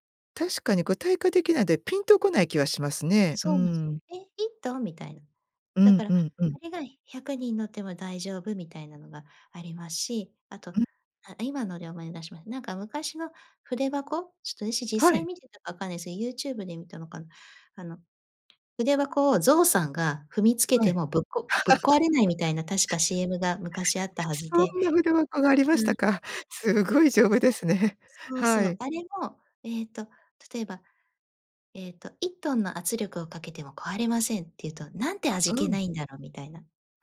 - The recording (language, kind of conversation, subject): Japanese, podcast, 昔のCMで記憶に残っているものは何ですか?
- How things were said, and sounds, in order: other noise; laugh